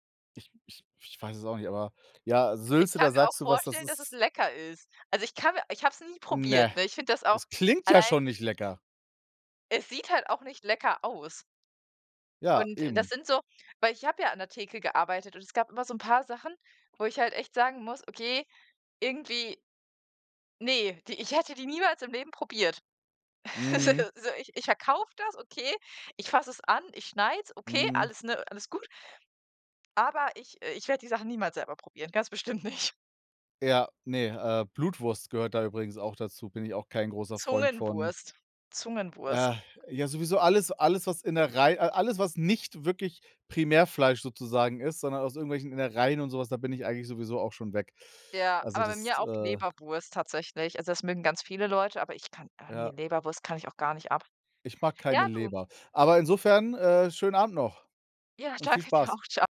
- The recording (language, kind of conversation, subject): German, unstructured, Was war dein spannendstes Arbeitserlebnis?
- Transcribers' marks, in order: other background noise; stressed: "klingt"; laugh; laughing while speaking: "Also"